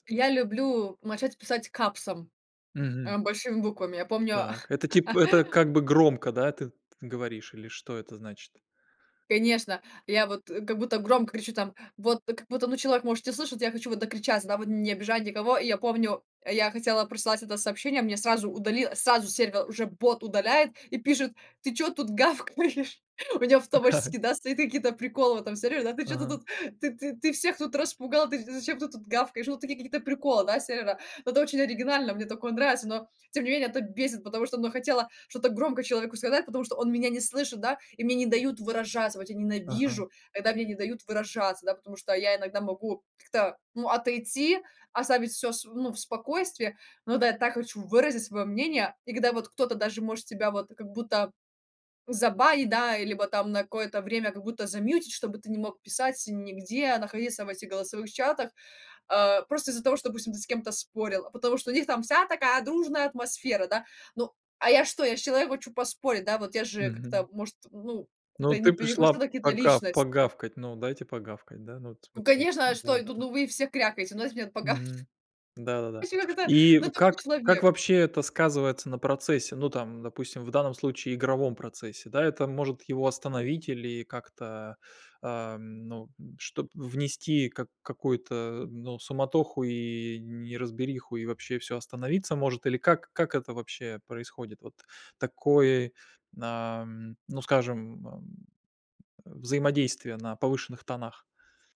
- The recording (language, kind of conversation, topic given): Russian, podcast, Что тебя раздражает в коллективных чатах больше всего?
- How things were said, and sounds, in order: laugh; laughing while speaking: "гавкаешь?"; laughing while speaking: "Да"; put-on voice: "вся такая дружная атмосфера"; other background noise